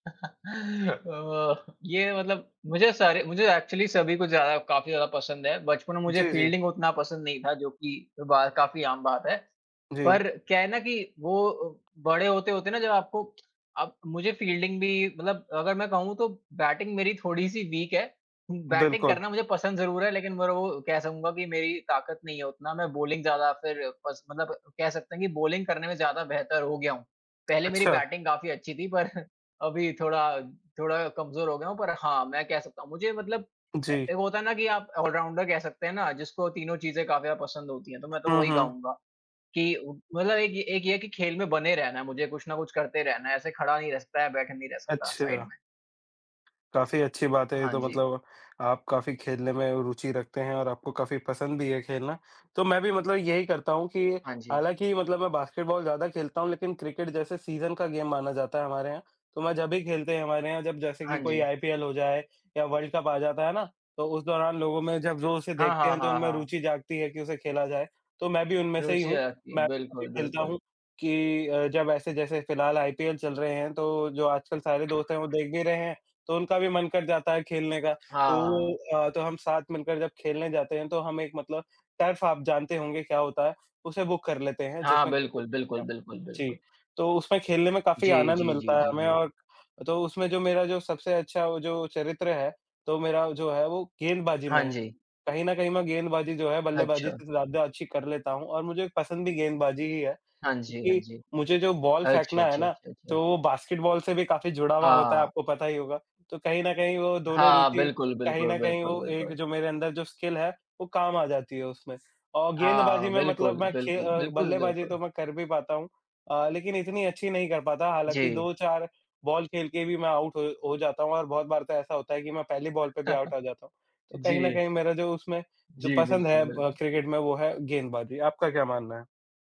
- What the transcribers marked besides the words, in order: laugh; in English: "एक्चुअली"; in English: "फ़ील्डिंग"; tapping; in English: "फ़ील्डिंग"; in English: "बैटिंग"; in English: "वीक"; in English: "बैटिंग"; in English: "ब्रो"; in English: "बॉलिंग"; in English: "बॉलिंग"; in English: "बैटिंग"; chuckle; other background noise; in English: "ऑलराउंडर"; in English: "साइड"; in English: "सीजन"; in English: "गेम"; in English: "वर्ल्ड"; in English: "टर्फ"; in English: "बुक"; in English: "स्किल"; chuckle
- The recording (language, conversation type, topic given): Hindi, unstructured, आपका पसंदीदा खेल कौन-सा है और क्यों?
- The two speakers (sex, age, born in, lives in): male, 20-24, India, India; male, 20-24, India, India